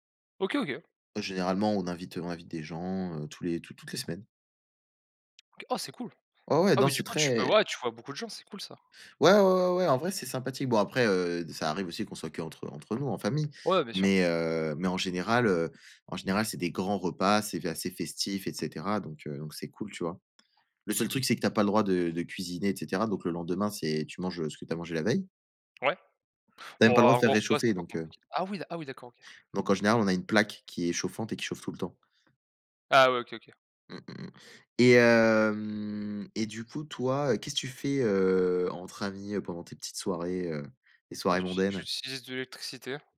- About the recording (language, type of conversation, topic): French, unstructured, Préférez-vous les soirées entre amis ou les moments en famille ?
- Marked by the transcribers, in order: tapping; other background noise; drawn out: "hem"